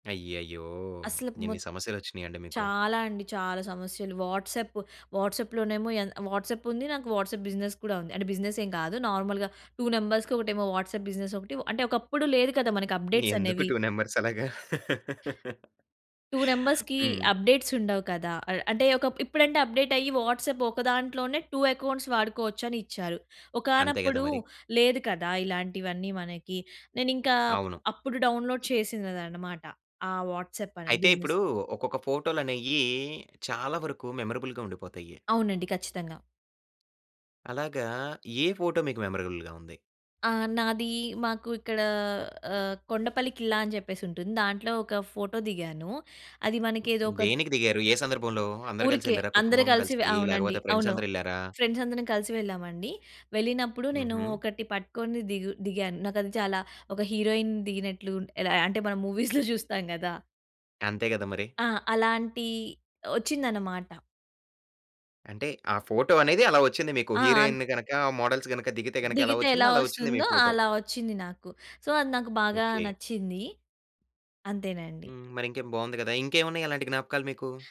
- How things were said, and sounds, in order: in English: "వాట్సాప్"; in English: "వాట్సాప్ బిజినెస్"; in English: "నార్మల్‌గా టూ నంబర్స్‌కి"; in English: "వాట్సాప్"; laughing while speaking: "ఎందుకు టూ నంబర్సలాగా?"; in English: "టూ"; laugh; tapping; in English: "టూ నంబర్స్‌కీ"; in English: "వాట్సాప్"; in English: "టూ ఎకౌంట్స్"; in English: "డౌన్లోడ్"; in English: "వాట్సాప్"; in English: "బిజినెస్"; in English: "మెమరబుల్‌గా"; in English: "మెమరబుల్‌గా"; other noise; other background noise; in English: "హీరోయిన్"; laughing while speaking: "మూవీస్‌లో"; in English: "మూవీస్‌లో"; in English: "హీరోయిన్‌ని"; in English: "మోడల్స్"; in English: "సో"
- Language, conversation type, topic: Telugu, podcast, ఫోన్ కెమెరాలు జ్ఞాపకాలను ఎలా మార్చుతున్నాయి?